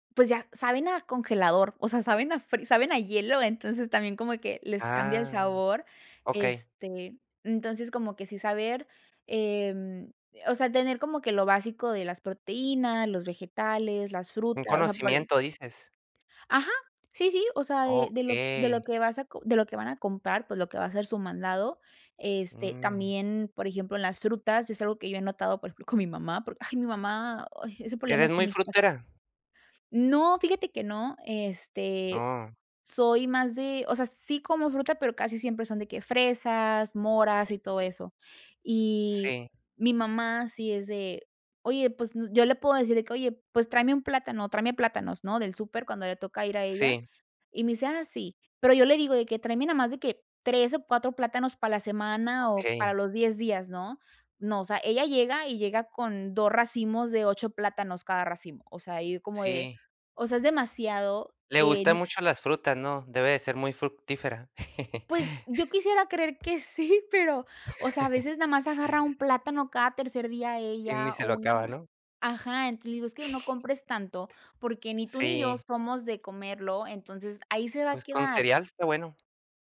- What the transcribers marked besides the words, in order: tapping; chuckle; laugh; chuckle
- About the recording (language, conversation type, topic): Spanish, podcast, ¿Cómo puedes minimizar el desperdicio de comida en casa o en un restaurante?